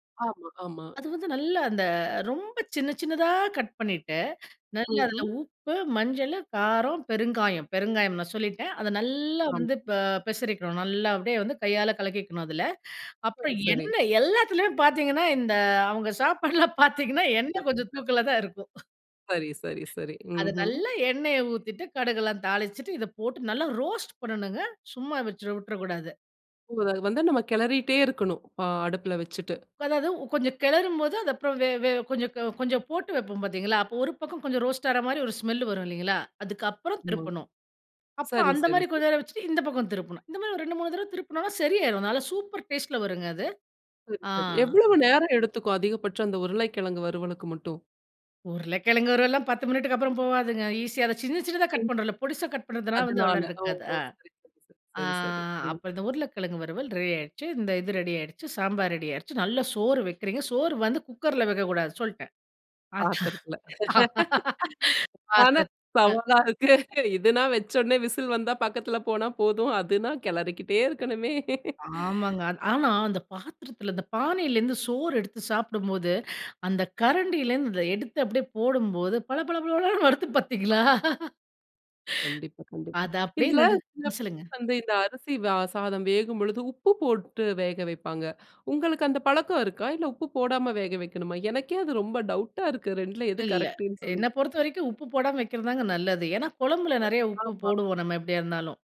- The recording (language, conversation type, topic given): Tamil, podcast, இந்த ரெசிபியின் ரகசியம் என்ன?
- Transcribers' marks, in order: laughing while speaking: "அவங்க சாப்பாடுலா பார்த்தீங்கன்னா, எண்ணெ கொஞ்சம் தூக்கல தான் இருக்கும்"; unintelligible speech; tapping; other background noise; unintelligible speech; drawn out: "ஆ"; laugh; laugh; laughing while speaking: "பள பள பளன்னு வருது பார்த்தீங்களா?"; unintelligible speech